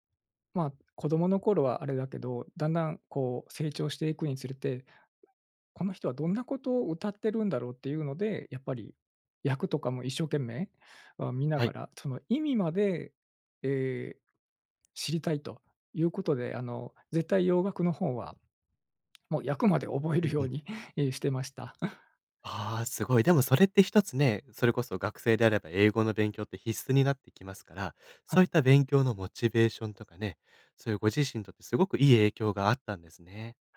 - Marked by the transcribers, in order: tapping; laughing while speaking: "覚えるように"
- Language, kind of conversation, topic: Japanese, podcast, 子どもの頃の音楽体験は今の音楽の好みに影響しますか？